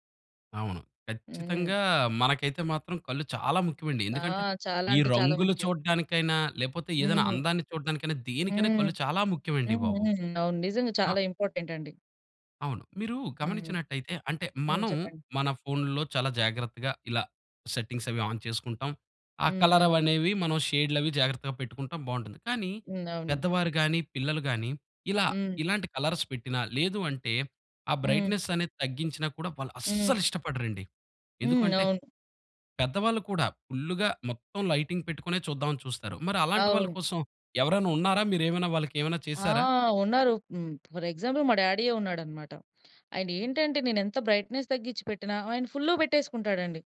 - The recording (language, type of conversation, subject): Telugu, podcast, ఫోన్ స్క్రీన్ వెలుతురు తగ్గించిన తర్వాత మీ నిద్రలో ఏవైనా మార్పులు వచ్చాయా?
- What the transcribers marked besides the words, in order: in English: "ఇంపార్టెంటండి!"; in English: "సెట్టింగ్స్"; in English: "ఆన్"; in English: "కలర్స్"; in English: "బ్రైట్‌నెస్"; other background noise; in English: "లైటింగ్"; in English: "ఫర్ ఎగ్జాంపుల్"; in English: "బ్రైట్‌నెస్"